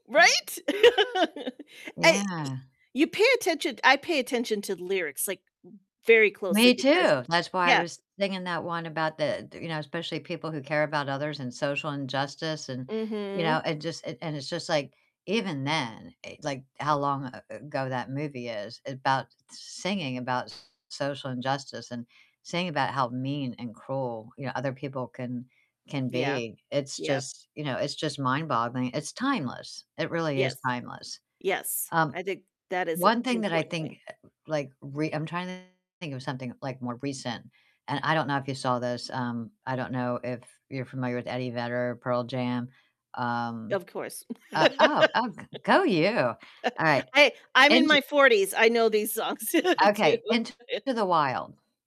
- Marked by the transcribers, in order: other background noise; laugh; distorted speech; laugh; chuckle; laughing while speaking: "too"; chuckle
- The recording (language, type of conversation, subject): English, unstructured, How have film, TV, or game soundtracks changed how you felt about a story, and did they enrich the narrative or manipulate your emotions?